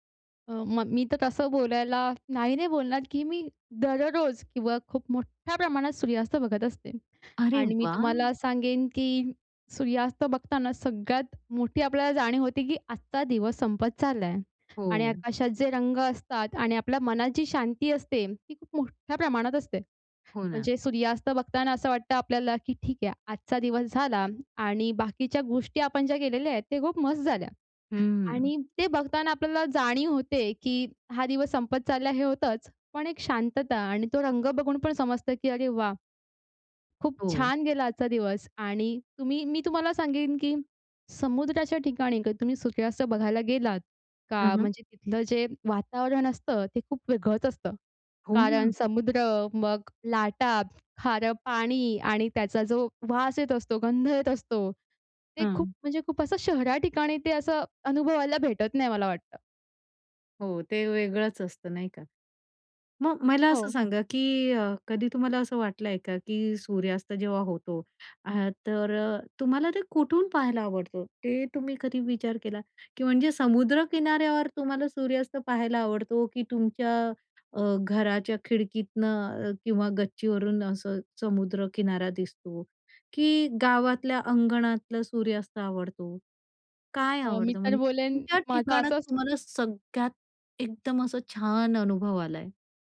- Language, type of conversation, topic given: Marathi, podcast, सूर्यास्त बघताना तुम्हाला कोणत्या भावना येतात?
- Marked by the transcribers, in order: none